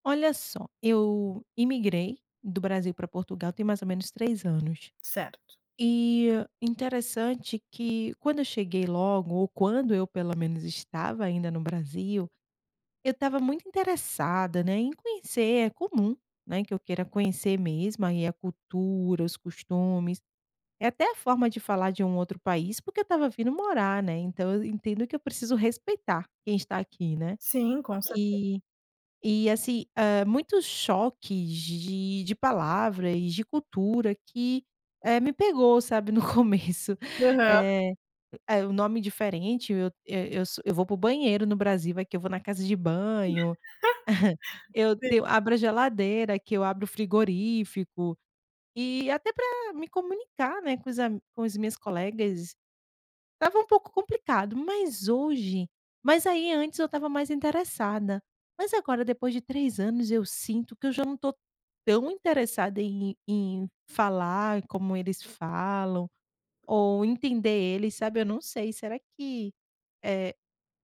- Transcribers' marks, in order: snort; laugh; chuckle
- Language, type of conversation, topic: Portuguese, advice, Como posso aprender os costumes e as normas sociais ao me mudar para outro país?